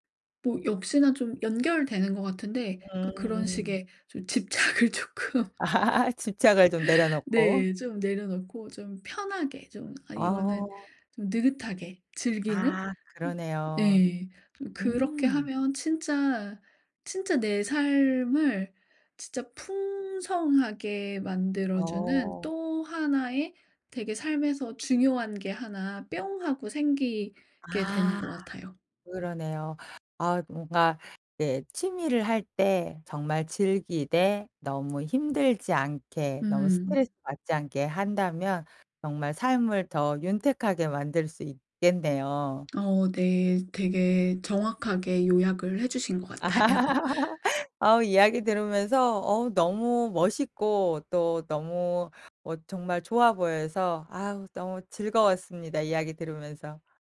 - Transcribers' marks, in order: laugh; laughing while speaking: "집착을 쪼끔"; tapping; laugh; other background noise; laughing while speaking: "것 같아요"; laugh
- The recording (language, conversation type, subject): Korean, podcast, 지금 하고 있는 취미 중에서 가장 즐거운 건 무엇인가요?